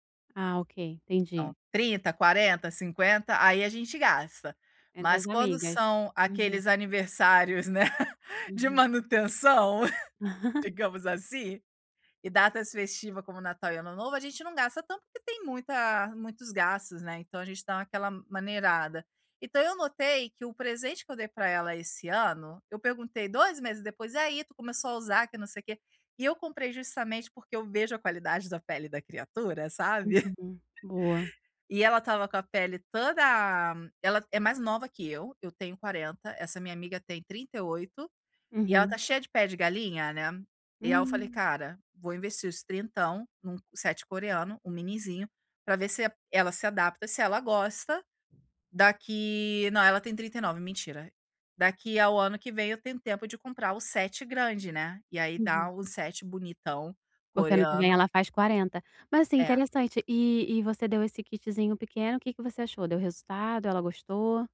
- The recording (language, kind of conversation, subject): Portuguese, advice, Como escolher presentes memoráveis sem gastar muito dinheiro?
- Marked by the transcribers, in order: laughing while speaking: "né"; laugh; laugh; chuckle; tapping